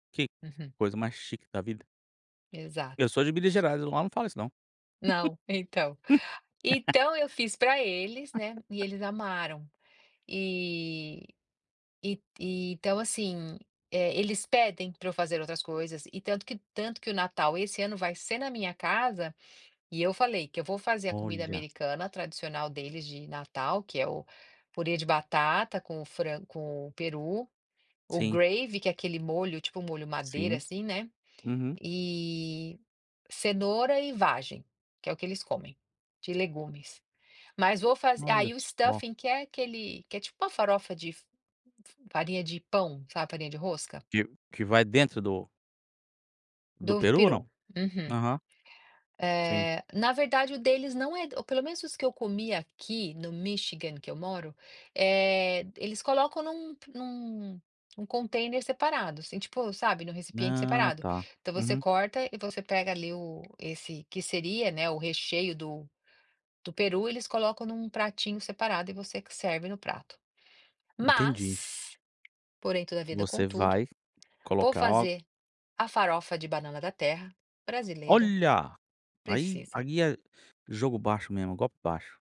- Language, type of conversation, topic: Portuguese, podcast, Como a comida ajuda a manter sua identidade cultural?
- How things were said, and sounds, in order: other background noise; laugh; in English: "gravy"; in English: "stuffing"; tapping